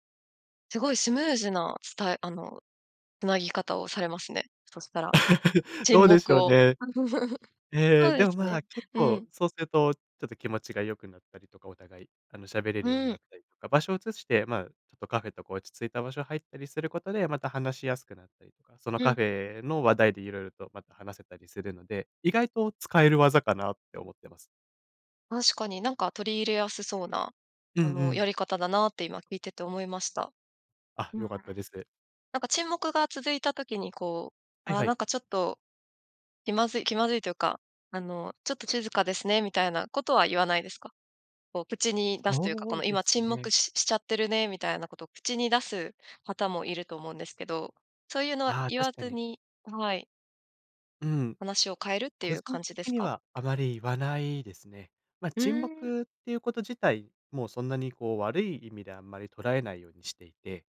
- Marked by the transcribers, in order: laugh; laugh
- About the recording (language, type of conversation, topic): Japanese, podcast, 会話の途中で沈黙が続いたとき、どう対処すればいいですか？